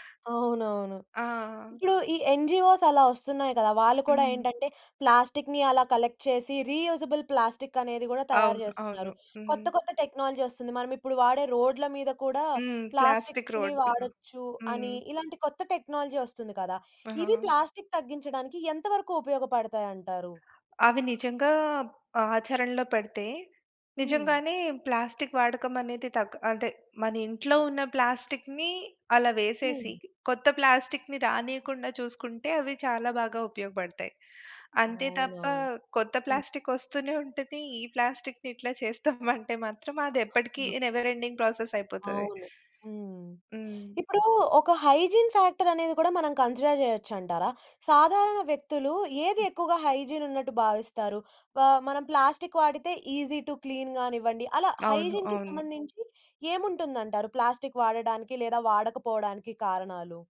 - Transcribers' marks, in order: in English: "ఎన్‌జీఓస్"; in English: "కలెక్ట్"; in English: "రీయూజబుల్"; in English: "టెక్నాలజీ"; in English: "టెక్నాలజీ"; tapping; background speech; in English: "నెవర్ ఎండింగ్"; other background noise; in English: "హైజీన్"; in English: "కన్సిడర్"; in English: "ఈజీ టు క్లీన్"; in English: "హైజీన్‌కి"
- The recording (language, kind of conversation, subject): Telugu, podcast, ఒక సాధారణ వ్యక్తి ప్లాస్టిక్‌ను తగ్గించడానికి తన రోజువారీ జీవితంలో ఏలాంటి మార్పులు చేయగలడు?